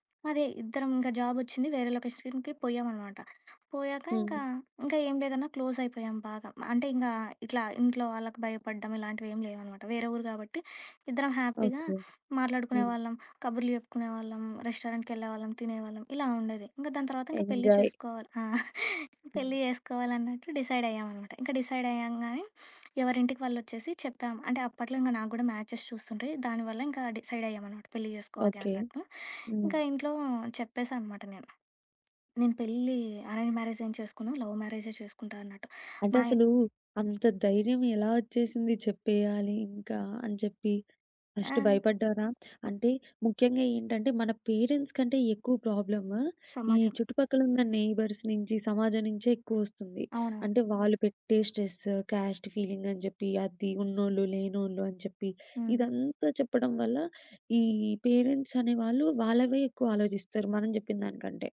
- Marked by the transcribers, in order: other background noise; in English: "జాబ్"; in English: "లొకేషన్‌కి"; in English: "క్లోజ్"; in English: "హ్యాపీగా"; in English: "రెస్టారెంట్‌కి"; in English: "ఎంజాయ్"; chuckle; in English: "డిసైడ్"; in English: "డిసైడ్"; in English: "మ్యాచెస్"; in English: "డిసైడ్"; in English: "అరేంజ్ మ్యారేజ్"; in English: "లవ్"; in English: "ఫస్ట్"; in English: "పేరెంట్స్"; in English: "నెయిబర్స్"; in English: "స్ట్రెస్, కాస్ట్ ఫీలింగ్"; in English: "పేరెంట్స్"
- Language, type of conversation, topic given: Telugu, podcast, సామాజిక ఒత్తిడి మరియు మీ అంతరాత్మ చెప్పే మాటల మధ్య మీరు ఎలా సమతుల్యం సాధిస్తారు?